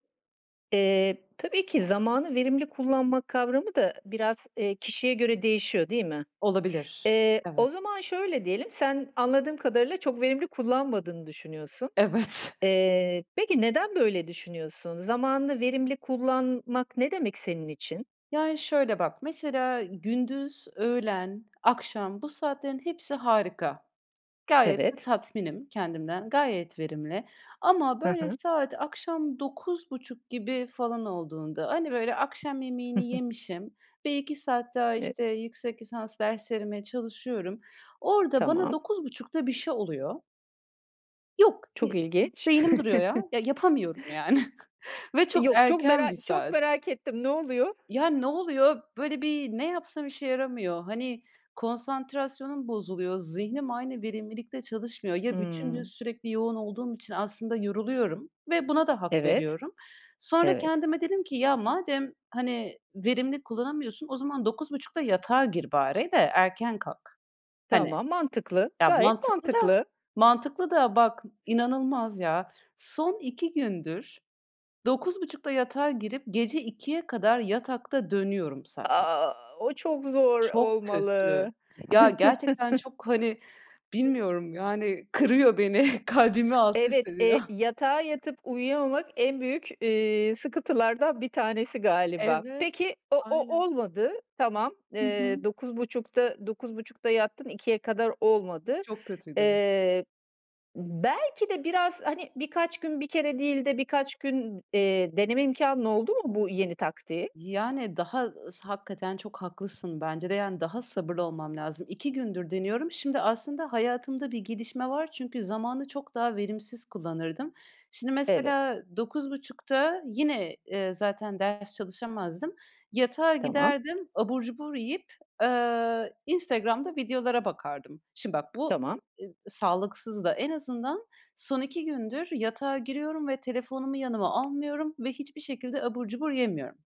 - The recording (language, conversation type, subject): Turkish, podcast, Zamanınızı daha verimli kullanmanın yolları nelerdir?
- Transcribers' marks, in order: other background noise; laughing while speaking: "Evet!"; chuckle; tapping; chuckle; chuckle; stressed: "A!"; laughing while speaking: "kırıyor beni, kalbimi alt üst ediyor"; chuckle; chuckle